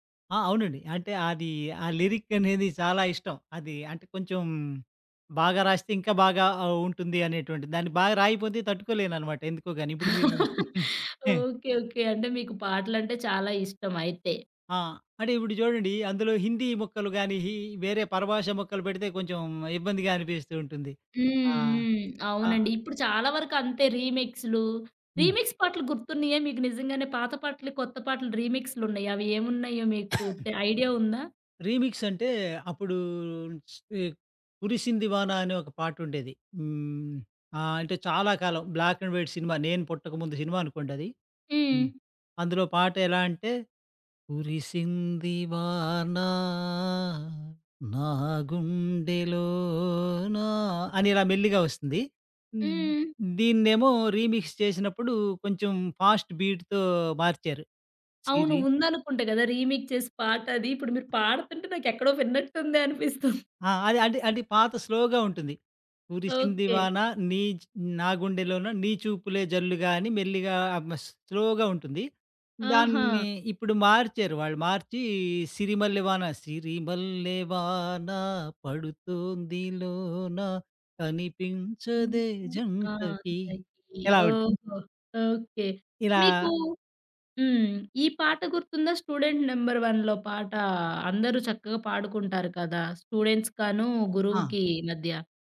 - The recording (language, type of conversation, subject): Telugu, podcast, పాత పాట వింటే గుర్తుకు వచ్చే ఒక్క జ్ఞాపకం ఏది?
- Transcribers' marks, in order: in English: "లిరిక్"; laugh; giggle; in English: "రీమిక్స్"; cough; in English: "రీమిక్స్"; in English: "బ్లాక్ అండ్ వైట్"; singing: "కురిసింది వానా, నాగుండెలోనా"; in English: "రీమిక్స్"; in English: "ఫాస్ట్ బీడ్‌తో"; in English: "రీమేక్"; tapping; chuckle; other background noise; in English: "స్లోగా"; in English: "స్లోగా"; singing: "సిరిమల్లె వానా పడుతోంది లోన కనిపించదే జంటకి"; in English: "స్టూడెంట్స్‌కను"